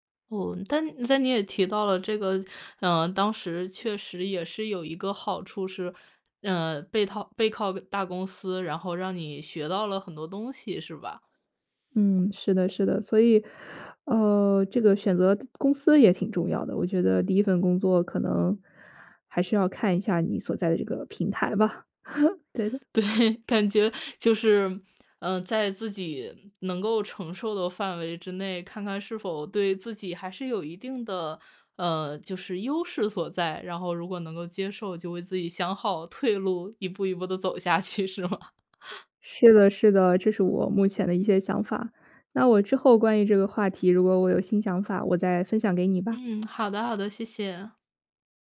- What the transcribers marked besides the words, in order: chuckle; laughing while speaking: "对"; laughing while speaking: "退路"; laughing while speaking: "下去是吗？"; chuckle; lip smack
- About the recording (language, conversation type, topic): Chinese, podcast, 你会给刚踏入职场的人什么建议？